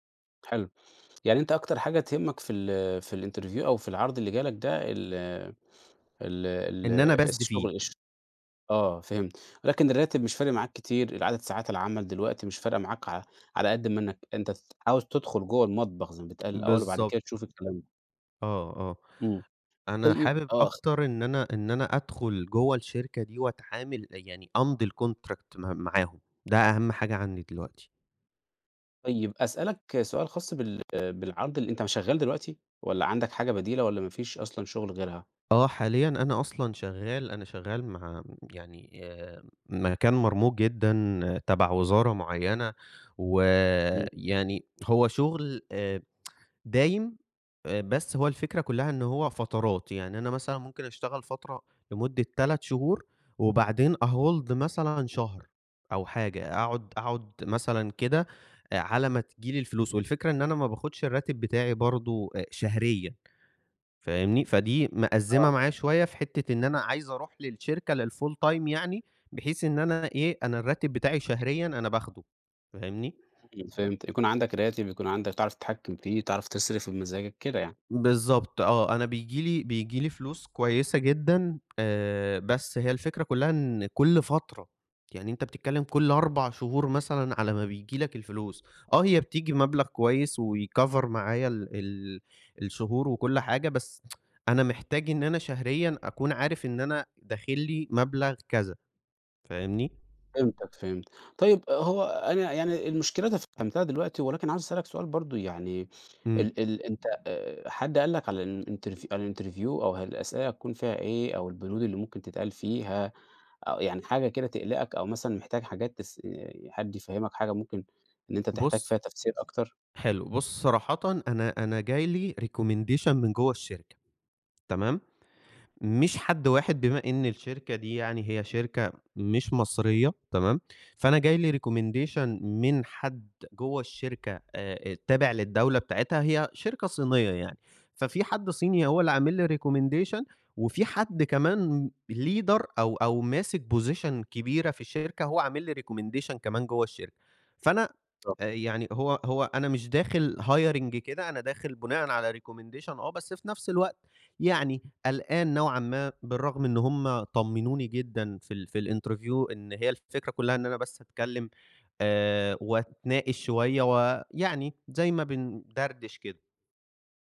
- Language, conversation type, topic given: Arabic, advice, ازاي أتفاوض على عرض شغل جديد؟
- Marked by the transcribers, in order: in English: "الinterview"; in English: "passed"; tapping; in English: "الcontract"; tsk; in English: "آhold"; in English: "للfull time"; other background noise; other noise; in English: "ويcover"; tsk; in English: "الinterview"; in English: "recommendation"; in English: "recommendation"; in English: "recommendation"; in English: "leader"; in English: "position"; in English: "recommendation"; tsk; unintelligible speech; in English: "hiring"; in English: "recommendation"; in English: "الinterview"